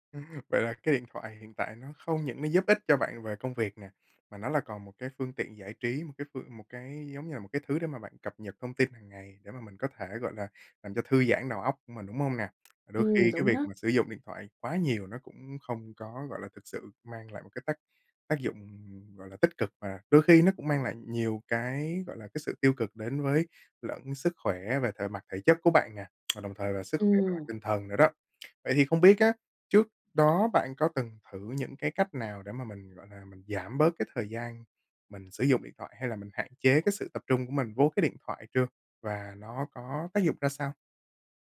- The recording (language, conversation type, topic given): Vietnamese, advice, Làm sao tôi có thể tập trung sâu khi bị phiền nhiễu kỹ thuật số?
- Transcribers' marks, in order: other noise; tapping; other background noise